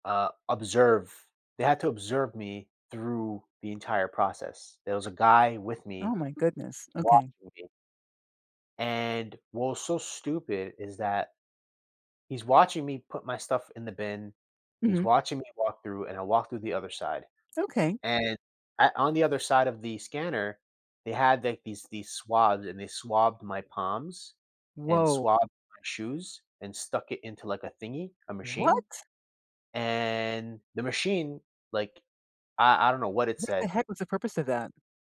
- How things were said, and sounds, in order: surprised: "What?"; drawn out: "and"
- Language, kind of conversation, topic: English, unstructured, What annoys you most about airport security?